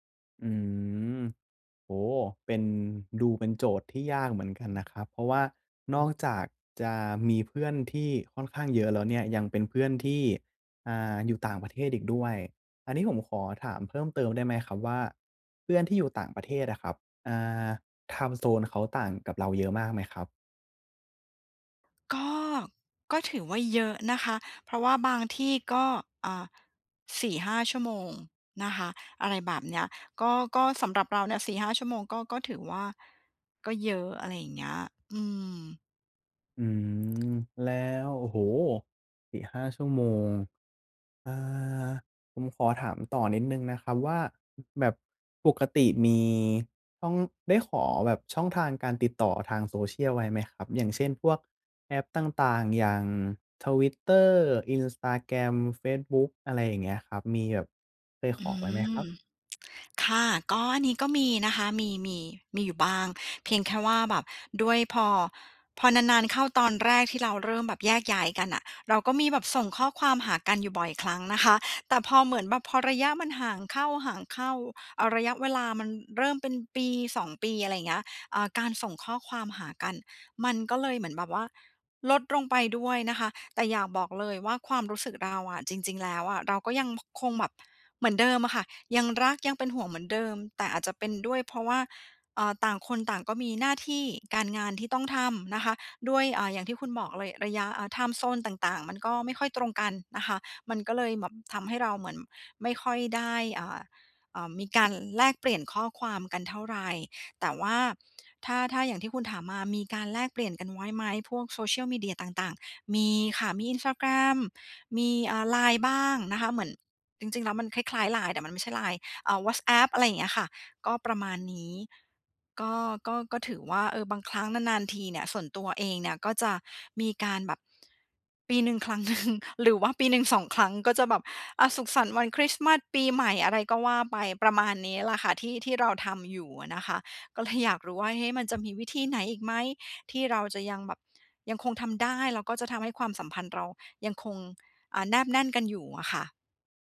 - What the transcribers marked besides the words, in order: in English: "ไทม์โซน"; other background noise; in English: "ไทม์โซน"; laughing while speaking: "หนึ่ง"
- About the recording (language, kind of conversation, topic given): Thai, advice, ทำอย่างไรให้รักษาและสร้างมิตรภาพให้ยืนยาวและแน่นแฟ้นขึ้น?